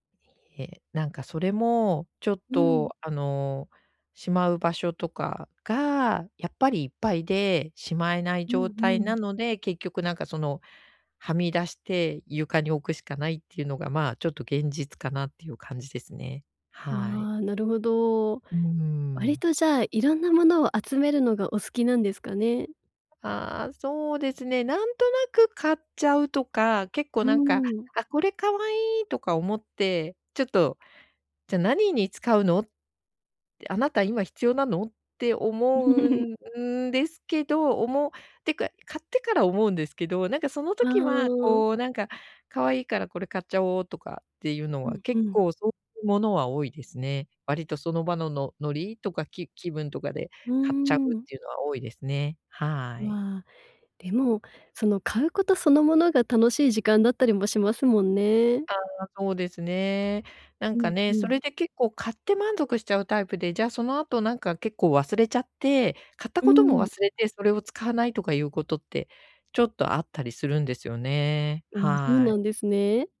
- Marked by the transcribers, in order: giggle
- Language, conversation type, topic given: Japanese, advice, 家事や整理整頓を習慣にできない